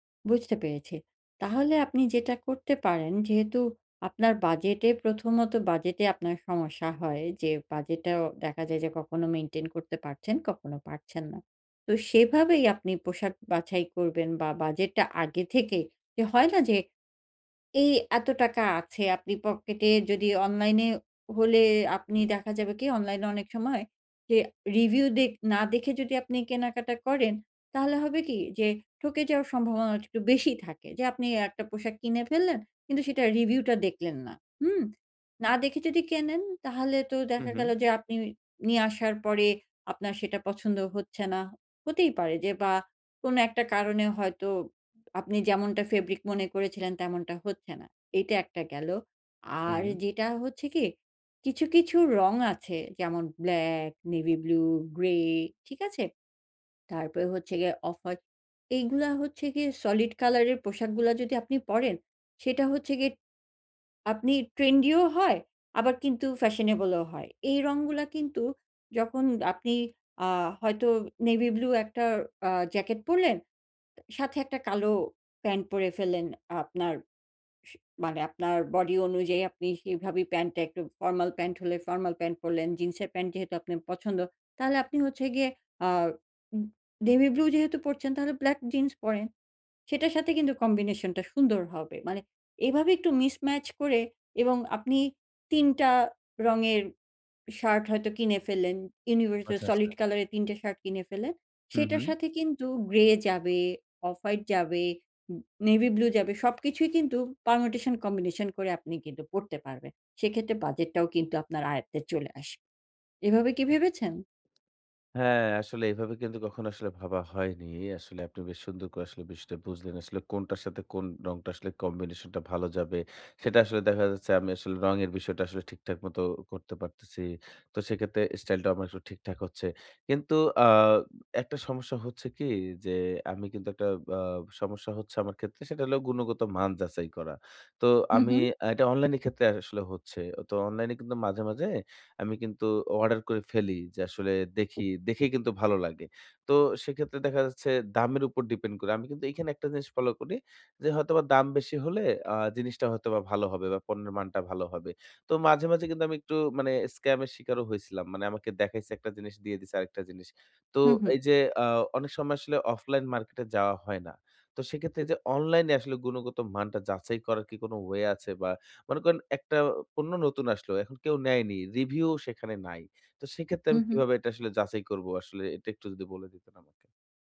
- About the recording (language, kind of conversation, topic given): Bengali, advice, আমি কীভাবে আমার পোশাকের স্টাইল উন্নত করে কেনাকাটা আরও সহজ করতে পারি?
- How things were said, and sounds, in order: tapping; in English: "পারমিউটেশন"; other background noise